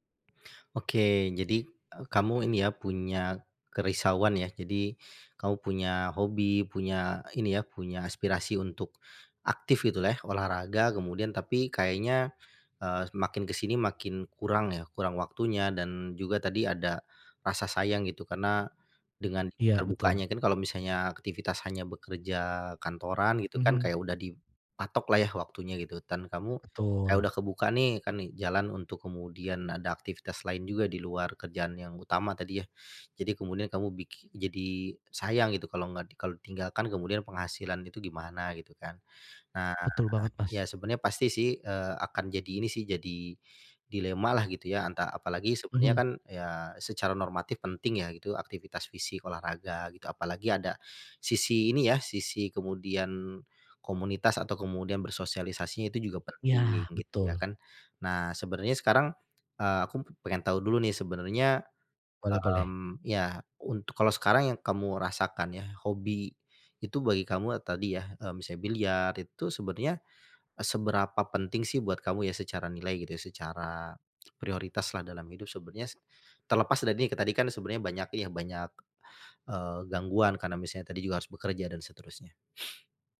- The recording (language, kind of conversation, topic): Indonesian, advice, Bagaimana cara meluangkan lebih banyak waktu untuk hobi meski saya selalu sibuk?
- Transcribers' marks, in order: tapping; other background noise; sniff